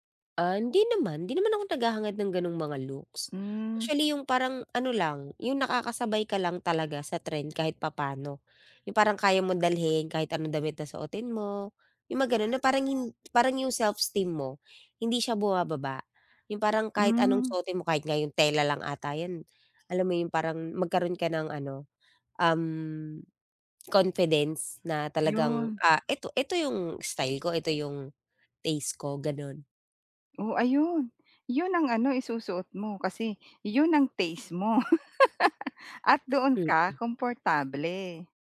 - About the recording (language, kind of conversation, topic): Filipino, advice, Paano ko matutuklasan ang sarili kong estetika at panlasa?
- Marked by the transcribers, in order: tapping; background speech; other background noise; laugh